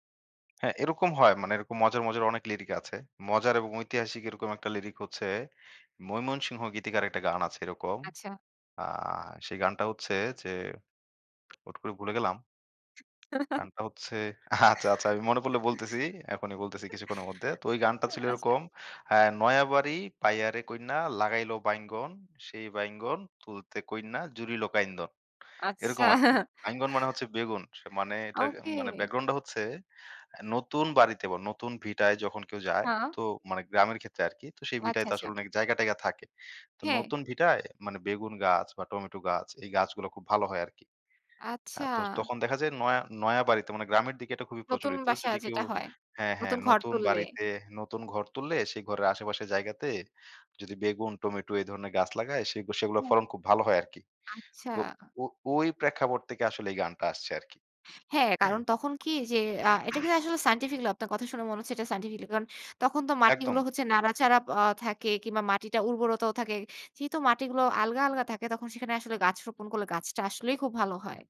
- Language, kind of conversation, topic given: Bengali, podcast, কোন গান, বিট বা শব্দ তোমার কাজের ফ্লো তৈরি করতে সাহায্য করে?
- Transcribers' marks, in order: other background noise; laughing while speaking: "আচ্ছা, আচ্ছা আমি মনে পড়লে বলতেছি"; chuckle; chuckle; laughing while speaking: "আচ্ছা"; laughing while speaking: "আচ্ছা"; throat clearing